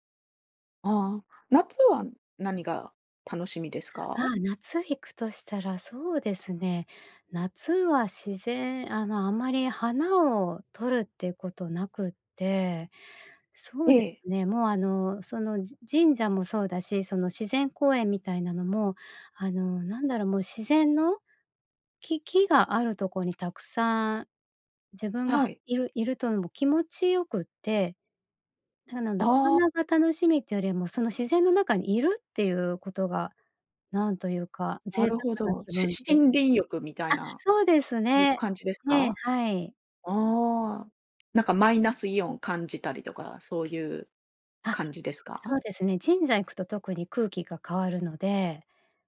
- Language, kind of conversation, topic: Japanese, podcast, 散歩中に見つけてうれしいものは、どんなものが多いですか？
- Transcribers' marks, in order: none